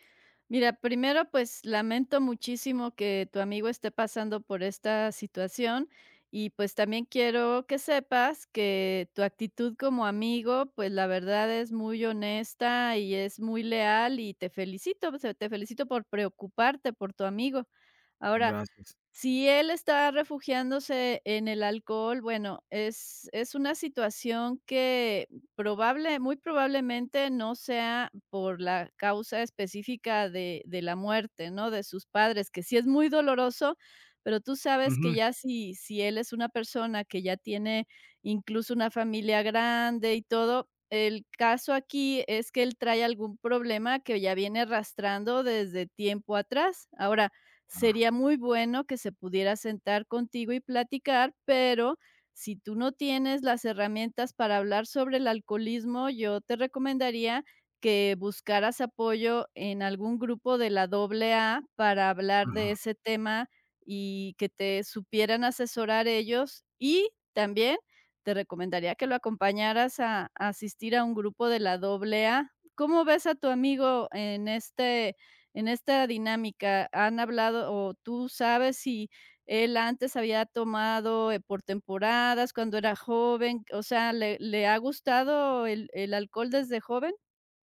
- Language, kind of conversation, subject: Spanish, advice, ¿Cómo puedo hablar con un amigo sobre su comportamiento dañino?
- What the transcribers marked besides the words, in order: none